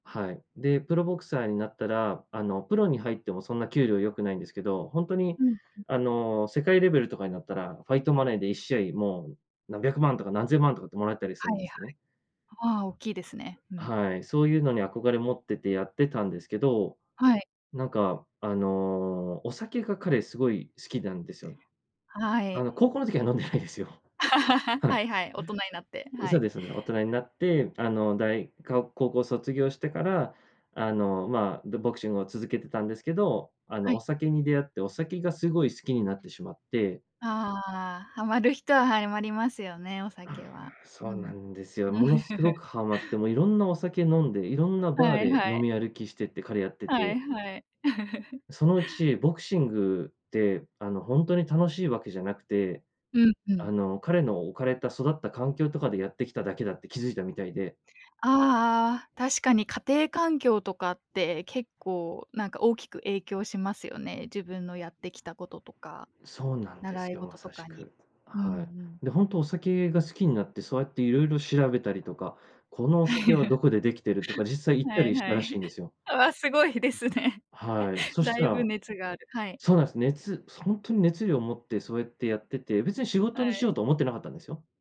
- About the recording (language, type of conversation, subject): Japanese, podcast, 趣味を仕事にすることについて、どう思いますか？
- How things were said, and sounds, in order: laughing while speaking: "飲んでないですよ"; laugh; tapping; other background noise; unintelligible speech; chuckle; giggle; chuckle; laughing while speaking: "はい、はい。わあ、すごいですね"